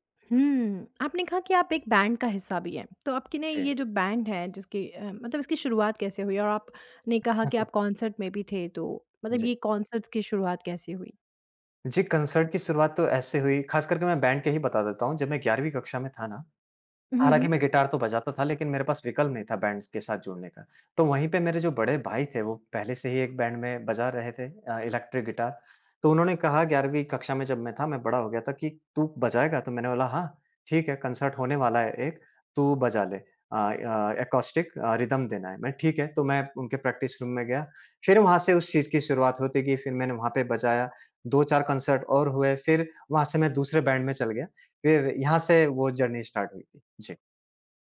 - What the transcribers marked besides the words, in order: other background noise; tapping; in English: "कॉन्सर्ट"; in English: "कॉन्सर्ट्स"; in English: "कंसर्ट"; in English: "बैंड"; in English: "बैंड्स"; in English: "बैंड"; in English: "कंसर्ट"; in English: "रिदम"; in English: "प्रैक्टिस रूम"; in English: "कंसर्ट"; in English: "बैंड"; in English: "जर्नी स्टार्ट"
- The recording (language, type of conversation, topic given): Hindi, podcast, ज़िंदगी के किस मोड़ पर संगीत ने आपको संभाला था?